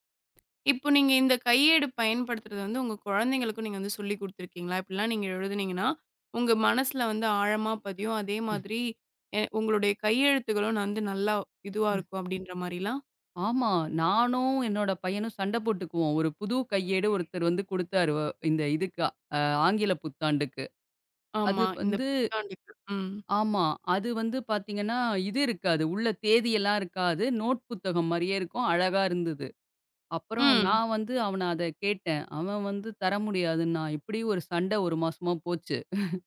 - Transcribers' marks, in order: tapping; other background noise; other noise; chuckle
- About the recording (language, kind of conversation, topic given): Tamil, podcast, கைபேசியில் குறிப்பெடுப்பதா அல்லது காகிதத்தில் குறிப்பெடுப்பதா—நீங்கள் எதைத் தேர்வு செய்வீர்கள்?